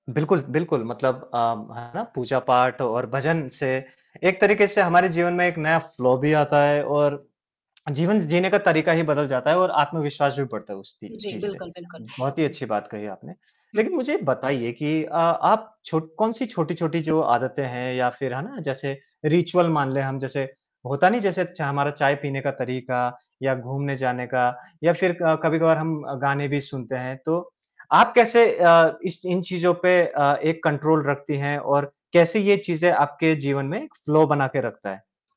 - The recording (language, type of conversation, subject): Hindi, podcast, आपकी रोज़ की रचनात्मक दिनचर्या कैसी होती है?
- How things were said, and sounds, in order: distorted speech; in English: "फ़्लो"; tongue click; static; other noise; other background noise; tapping; in English: "रिचुअल"; in English: "कंट्रोल"; in English: "फ़्लो"